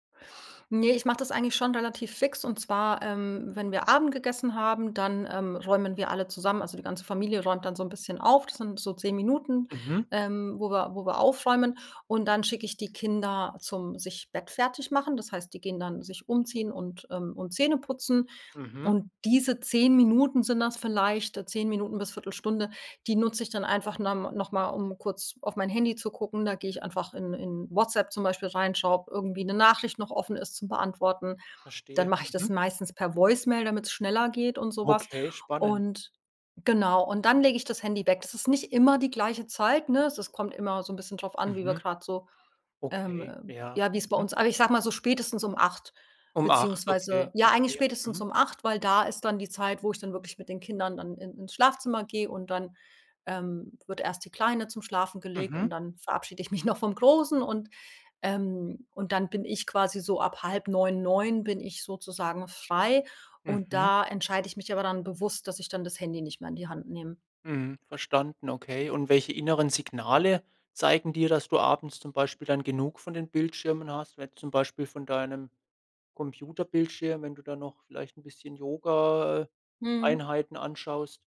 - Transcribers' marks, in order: other background noise; stressed: "immer"; laughing while speaking: "mich noch"
- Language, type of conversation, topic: German, podcast, Welche Routinen helfen dir, abends offline zu bleiben?